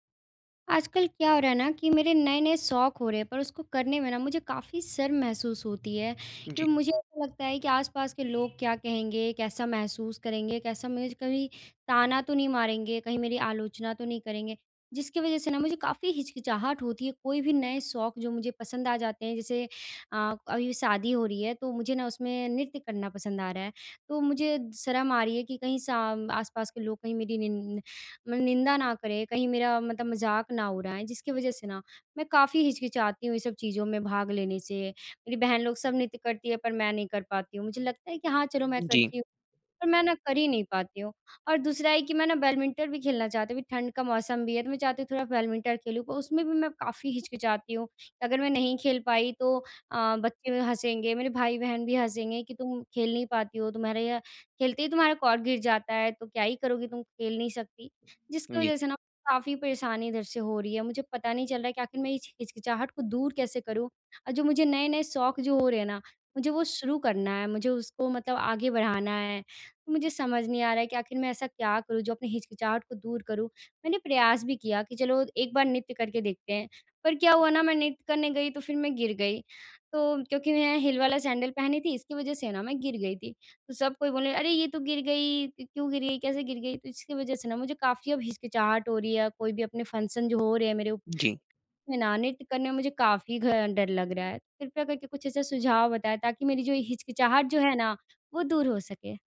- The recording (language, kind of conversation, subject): Hindi, advice, मुझे नया शौक शुरू करने में शर्म क्यों आती है?
- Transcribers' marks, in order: horn; in English: "हील"; in English: "फ़ंक्शन"